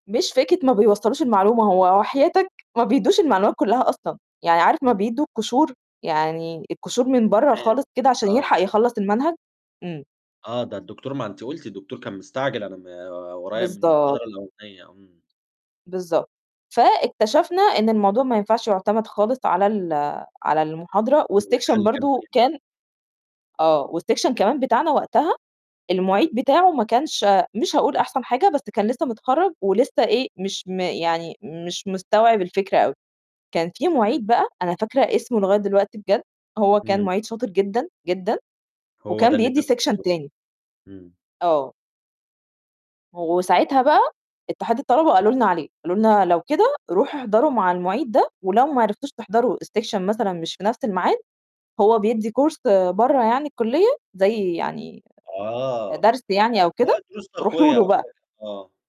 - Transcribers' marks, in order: in English: "والسيكشن"; in English: "والسيكشن"; in English: "سيكشن"; unintelligible speech; in English: "السيكشن"; in English: "كورس"
- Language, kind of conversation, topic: Arabic, podcast, إزاي تفضل محافظ على حماسك بعد فشل مؤقت؟